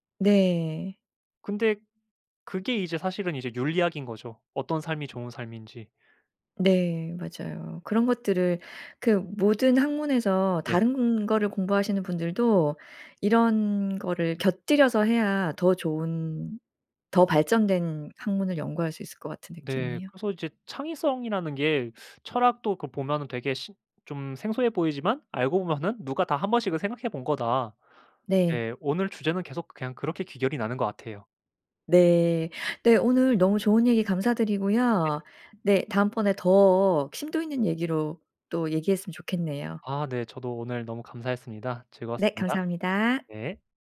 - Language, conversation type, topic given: Korean, podcast, 초보자가 창의성을 키우기 위해 어떤 연습을 하면 좋을까요?
- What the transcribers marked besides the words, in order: other background noise; tapping